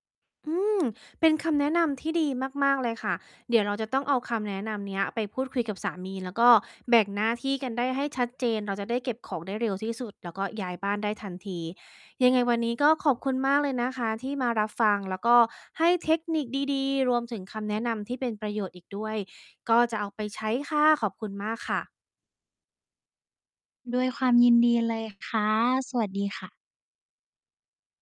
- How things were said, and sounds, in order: none
- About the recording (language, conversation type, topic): Thai, advice, ฉันควรทำอย่างไรเมื่อความสัมพันธ์กับคู่รักตึงเครียดเพราะการย้ายบ้าน?